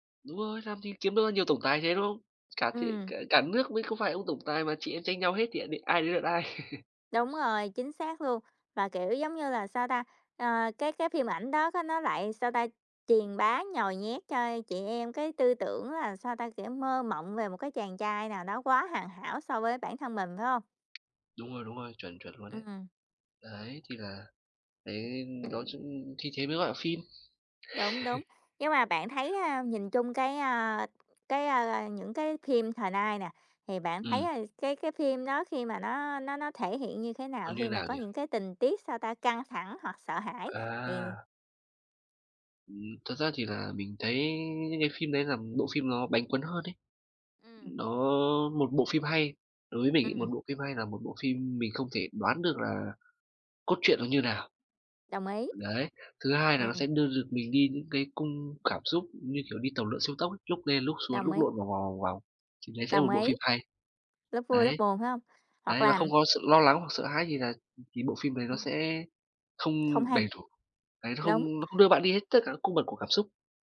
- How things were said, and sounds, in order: tapping; laugh; other background noise; chuckle
- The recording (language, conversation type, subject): Vietnamese, unstructured, Bạn có lo rằng phim ảnh đang làm gia tăng sự lo lắng và sợ hãi trong xã hội không?